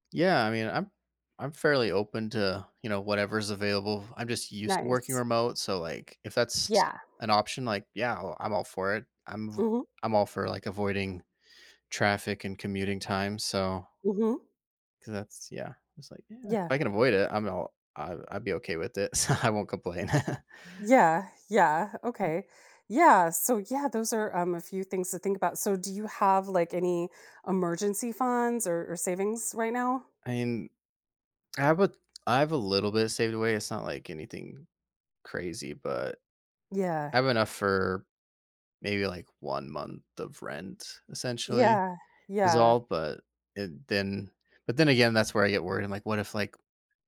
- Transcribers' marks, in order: laughing while speaking: "so"; chuckle; other background noise
- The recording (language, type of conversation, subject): English, advice, How can I reduce stress and manage debt when my finances feel uncertain?
- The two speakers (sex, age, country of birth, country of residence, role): female, 45-49, United States, United States, advisor; male, 30-34, United States, United States, user